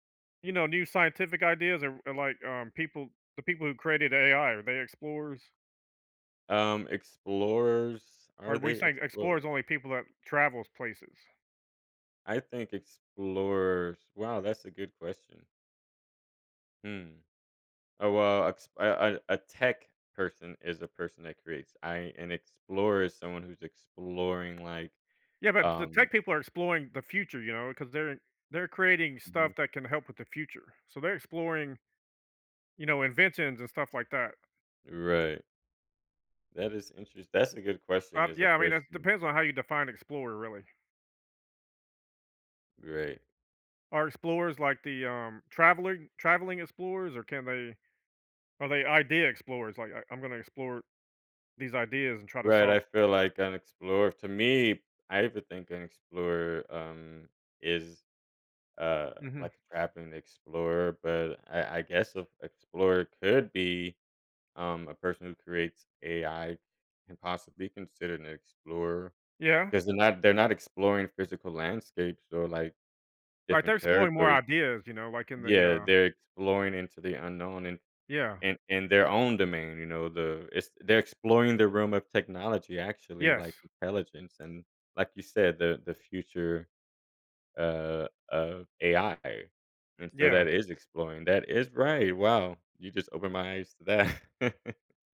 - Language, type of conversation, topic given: English, unstructured, What can explorers' perseverance teach us?
- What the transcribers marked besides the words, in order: tapping; other background noise; drawn out: "uh"; laughing while speaking: "that"; chuckle